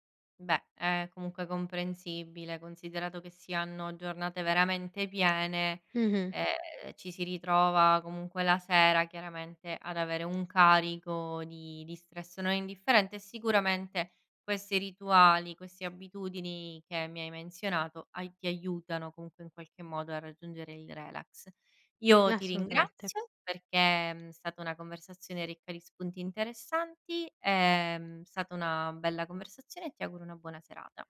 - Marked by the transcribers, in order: "Assolutamente" said as "Nassolutamette"
- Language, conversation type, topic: Italian, podcast, Qual è il tuo rituale serale per rilassarti?